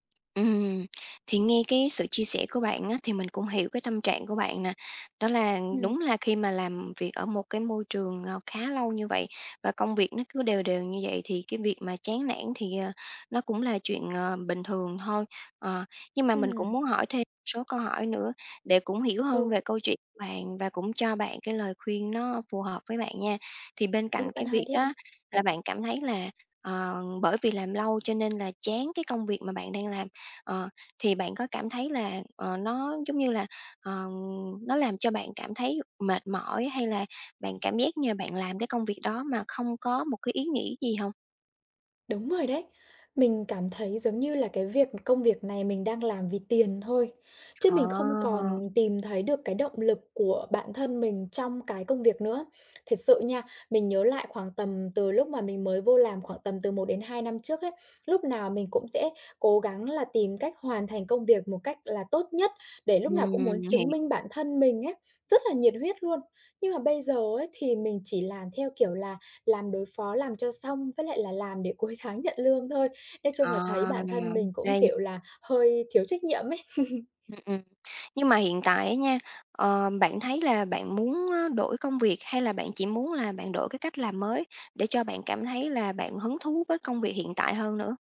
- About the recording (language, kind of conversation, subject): Vietnamese, advice, Làm sao tôi có thể tìm thấy giá trị trong công việc nhàm chán hằng ngày?
- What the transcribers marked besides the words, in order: other background noise; tapping; laughing while speaking: "cuối tháng"; chuckle